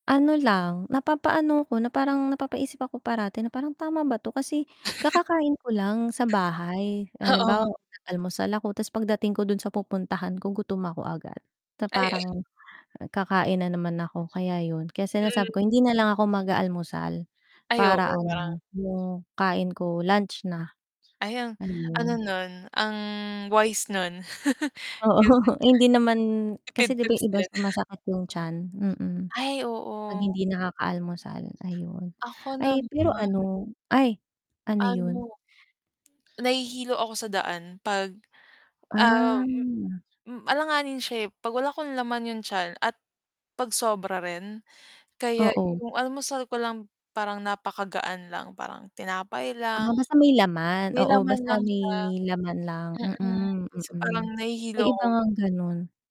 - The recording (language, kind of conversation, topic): Filipino, unstructured, Ano ang pinakatumatak sa iyong aralin noong mga araw mo sa paaralan?
- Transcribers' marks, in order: chuckle; distorted speech; static; laughing while speaking: "Oo"; tapping; bird; chuckle; unintelligible speech; other background noise